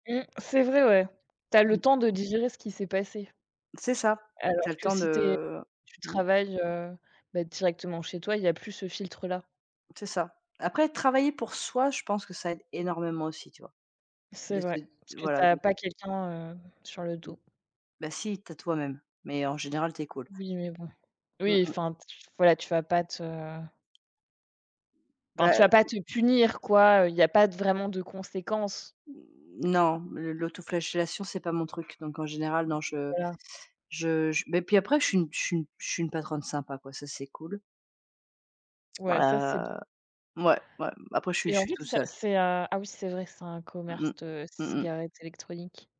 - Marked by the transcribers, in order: tapping; other background noise
- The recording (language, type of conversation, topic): French, unstructured, Quelle est votre plus grande leçon sur l’équilibre entre vie professionnelle et vie personnelle ?